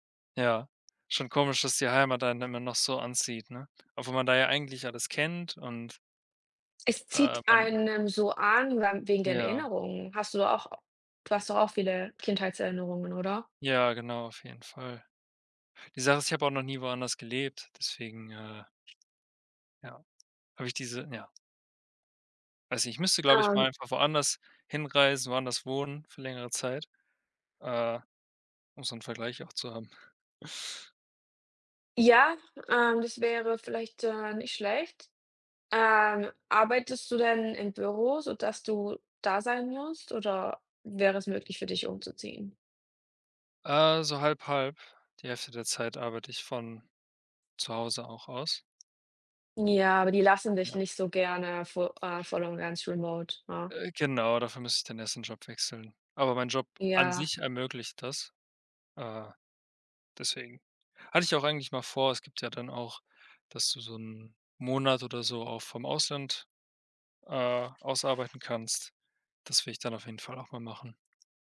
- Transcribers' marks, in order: other background noise; chuckle
- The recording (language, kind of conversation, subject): German, unstructured, Was war deine aufregendste Entdeckung auf einer Reise?